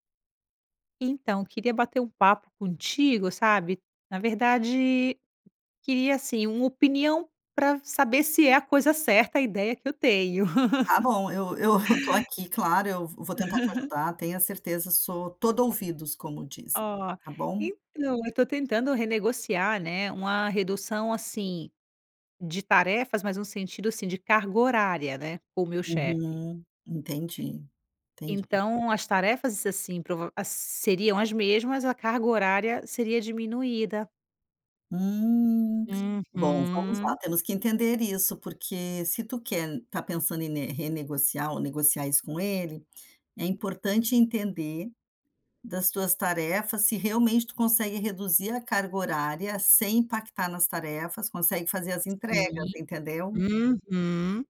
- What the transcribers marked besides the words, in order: chuckle; chuckle
- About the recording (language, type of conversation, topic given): Portuguese, advice, Como posso negociar com meu chefe a redução das minhas tarefas?